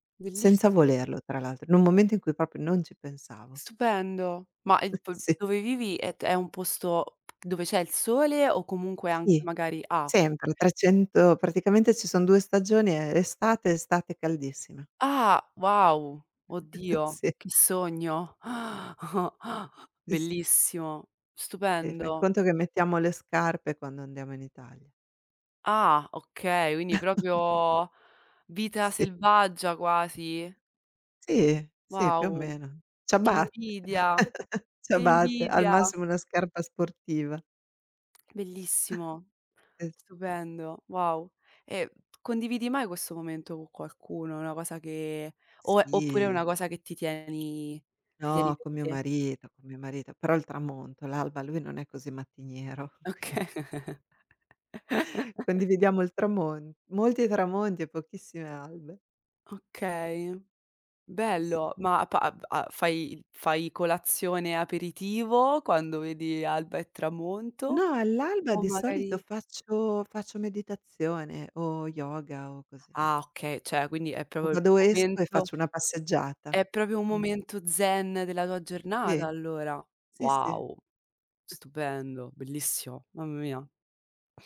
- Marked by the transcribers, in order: "proprio" said as "popio"; other noise; tapping; chuckle; gasp; chuckle; chuckle; "proprio" said as "propio"; chuckle; chuckle; drawn out: "Sì"; laughing while speaking: "quindi"; laughing while speaking: "Okay"; chuckle; chuckle; "cioè" said as "ceh"; "proprio" said as "prorio"; "proprio" said as "propio"; other background noise; chuckle
- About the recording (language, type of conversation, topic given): Italian, unstructured, Qual è un momento in cui ti sei sentito davvero felice?